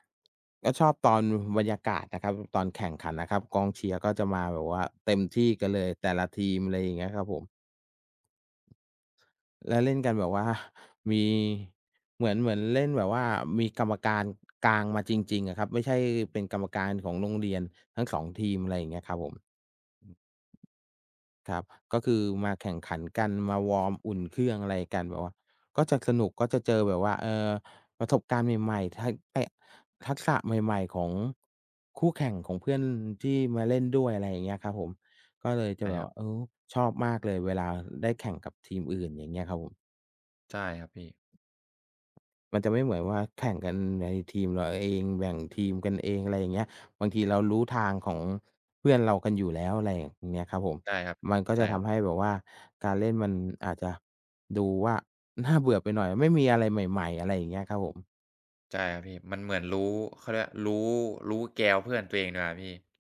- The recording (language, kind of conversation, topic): Thai, unstructured, คุณเคยมีประสบการณ์สนุกๆ ขณะเล่นกีฬาไหม?
- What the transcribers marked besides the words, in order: laughing while speaking: "ว่า"; other background noise